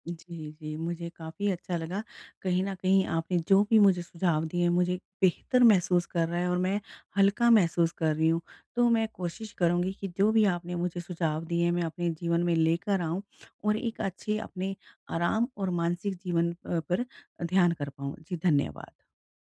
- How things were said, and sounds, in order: none
- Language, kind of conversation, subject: Hindi, advice, आराम और मानसिक ताज़गी